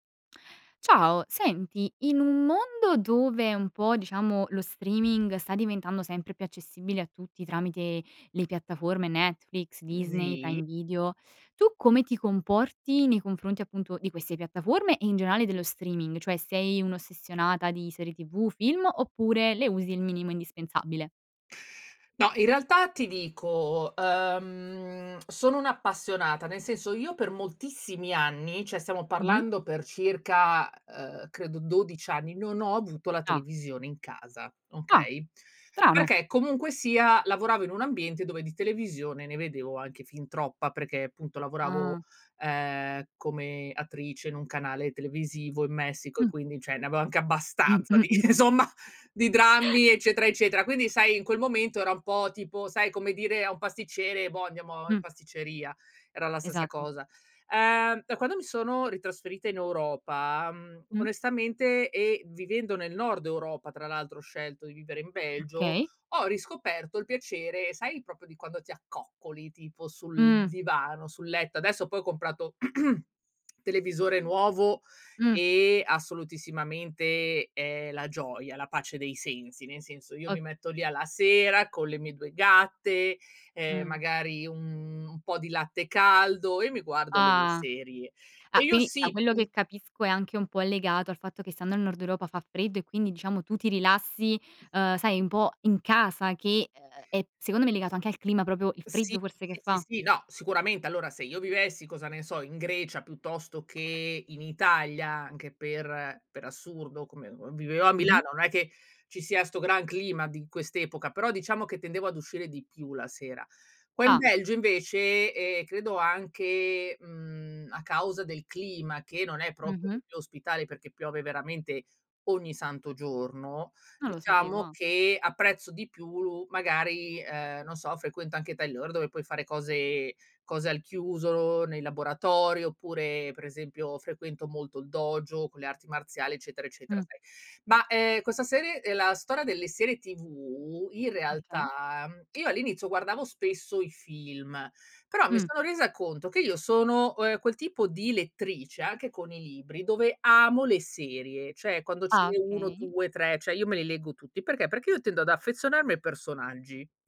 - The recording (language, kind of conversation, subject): Italian, podcast, Come descriveresti la tua esperienza con la visione in streaming e le maratone di serie o film?
- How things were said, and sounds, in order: other background noise; "sì" said as "zi"; "cioè" said as "ceh"; "cioè" said as "ceh"; chuckle; laughing while speaking: "insomma"; throat clearing; drawn out: "Ah"; unintelligible speech; "cioè" said as "ceh"